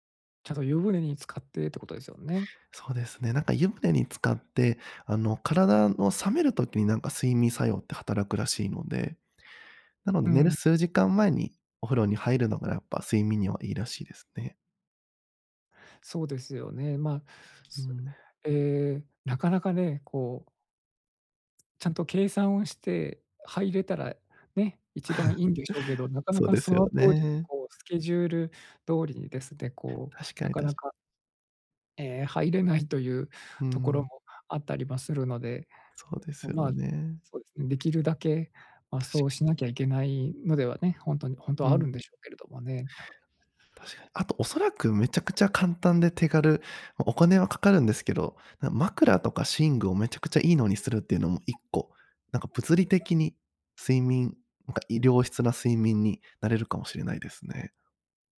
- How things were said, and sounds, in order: chuckle; tapping
- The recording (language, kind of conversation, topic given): Japanese, advice, 年齢による体力低下にどう向き合うか悩んでいる